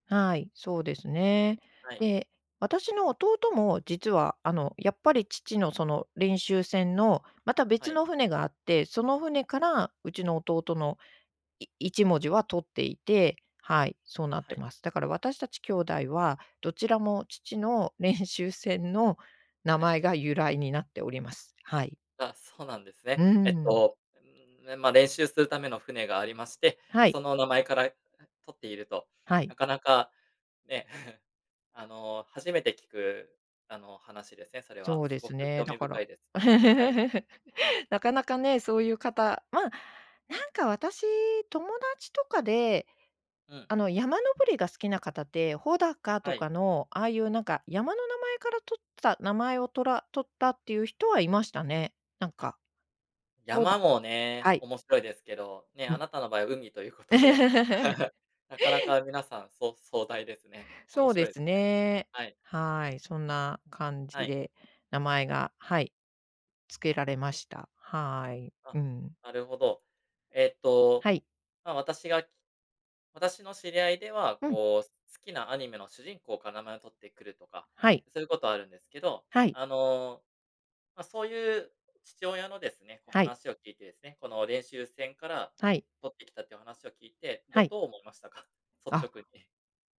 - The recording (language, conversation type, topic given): Japanese, podcast, 名前の由来や呼び方について教えてくれますか？
- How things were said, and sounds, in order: chuckle; laugh; other background noise; laugh